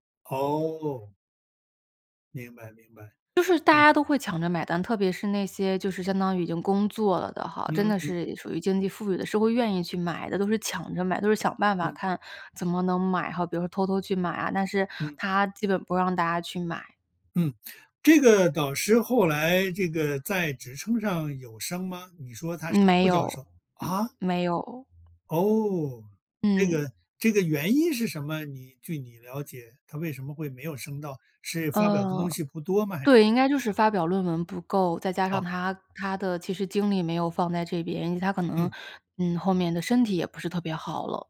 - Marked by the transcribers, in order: none
- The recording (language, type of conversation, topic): Chinese, podcast, 你受益最深的一次导师指导经历是什么？